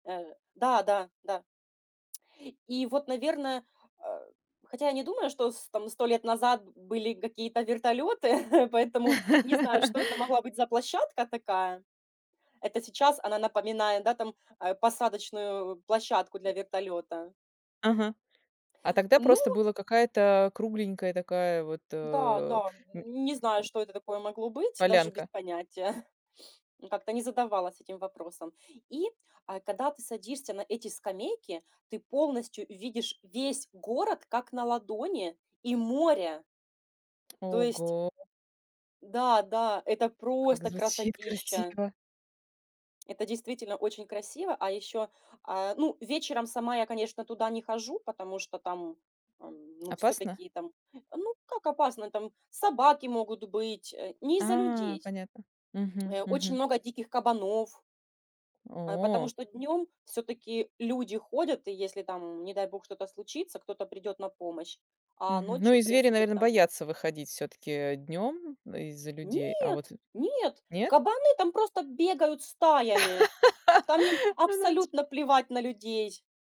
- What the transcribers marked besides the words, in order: chuckle; laugh; tapping; other background noise; chuckle; laugh
- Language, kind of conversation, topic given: Russian, podcast, Расскажи про прогулку, после которой мир кажется чуть светлее?